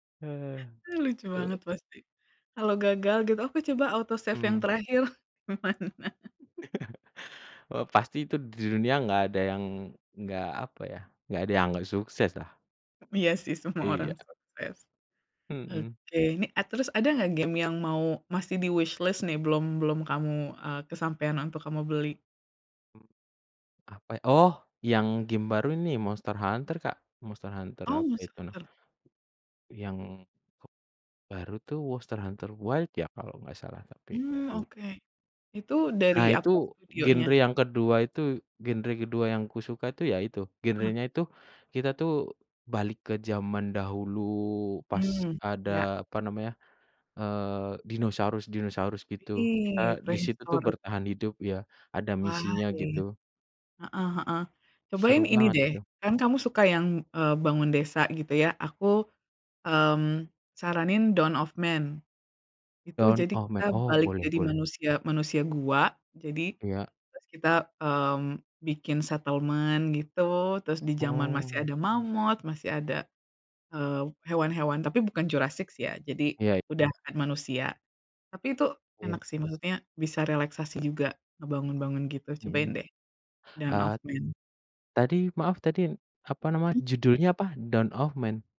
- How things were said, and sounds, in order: in English: "auto save"; laughing while speaking: "gimana?"; chuckle; laugh; laughing while speaking: "semua orang"; tapping; in English: "wishlist"; unintelligible speech; in English: "settlement"
- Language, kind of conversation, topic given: Indonesian, unstructured, Apa yang Anda cari dalam gim video yang bagus?